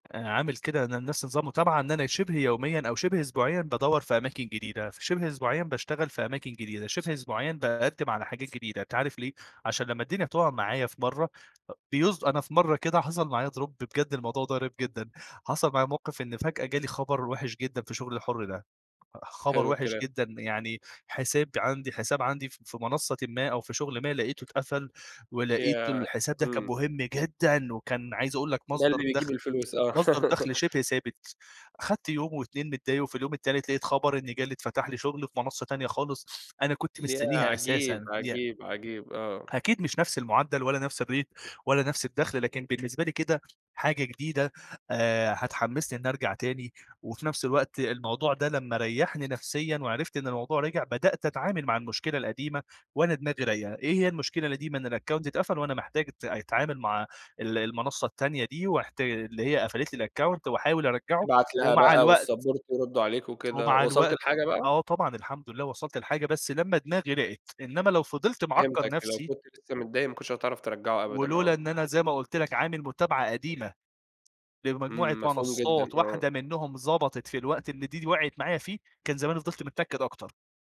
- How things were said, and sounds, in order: tapping; in English: "drop"; laughing while speaking: "بجد الموضوع ده غريب جدًا"; stressed: "جدًا"; tsk; laugh; other background noise; in English: "الrate"; in English: "الaccount"; in English: "الaccount"; in English: "والsupport"
- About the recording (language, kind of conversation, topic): Arabic, podcast, إزاي بتتعامل مع الأفكار السلبية؟